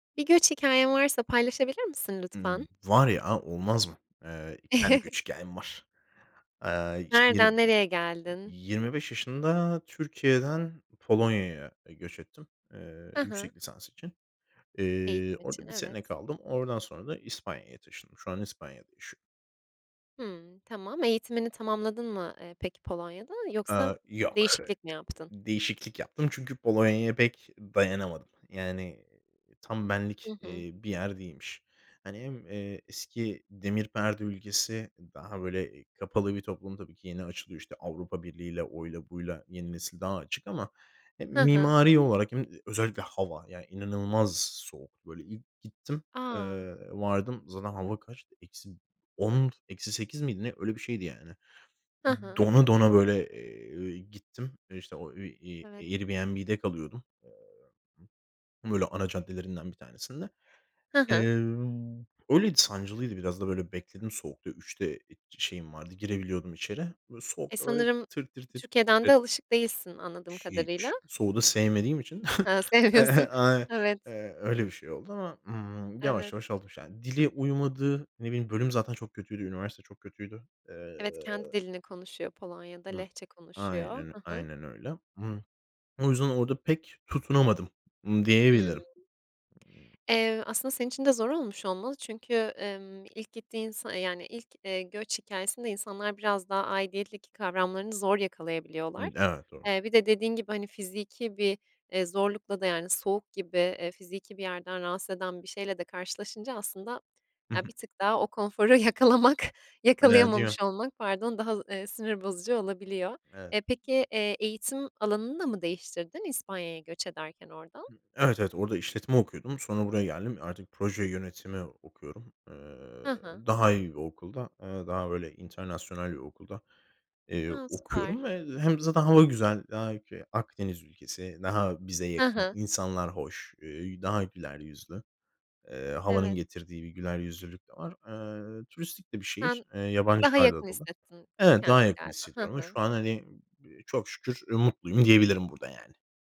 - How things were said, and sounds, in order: other background noise; chuckle; chuckle; unintelligible speech; laughing while speaking: "sevmiyorsun"; unintelligible speech; laughing while speaking: "yakalamak"; unintelligible speech
- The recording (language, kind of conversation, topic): Turkish, podcast, Göç hikâyeniz varsa, anlatır mısınız?